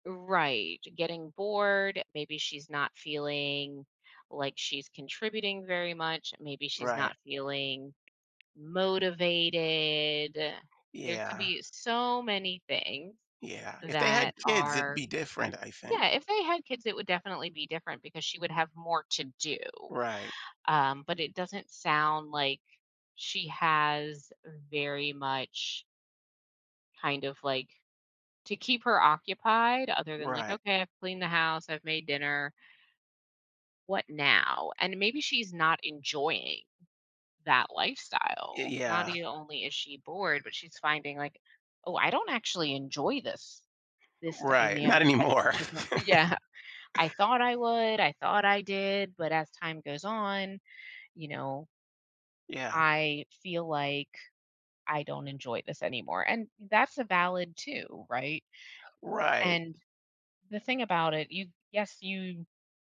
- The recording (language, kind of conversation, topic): English, advice, How can I repair my friendship after a disagreement?
- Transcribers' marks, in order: tapping; other background noise; laughing while speaking: "Not anymore"